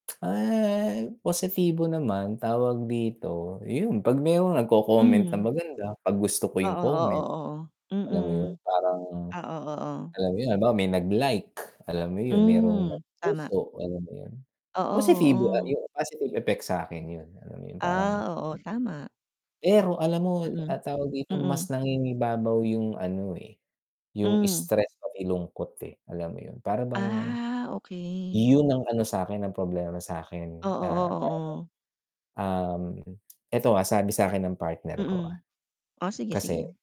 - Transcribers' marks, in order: lip smack; static; distorted speech; other background noise; tapping
- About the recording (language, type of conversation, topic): Filipino, unstructured, Paano nakaaapekto ang midyang panlipunan sa emosyonal mong kalagayan?